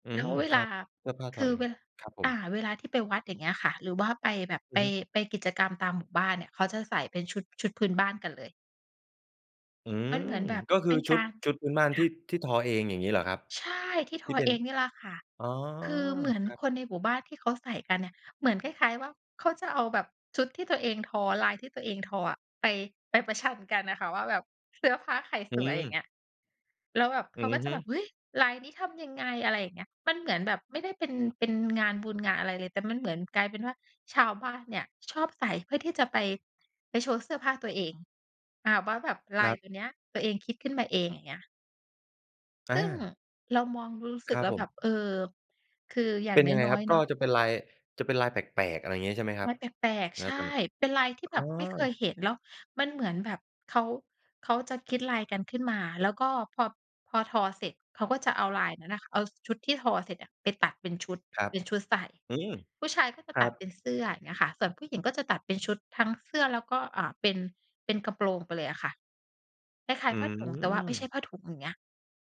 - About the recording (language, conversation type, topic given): Thai, podcast, สไตล์การแต่งตัวของคุณสะท้อนวัฒนธรรมอย่างไรบ้าง?
- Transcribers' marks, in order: tapping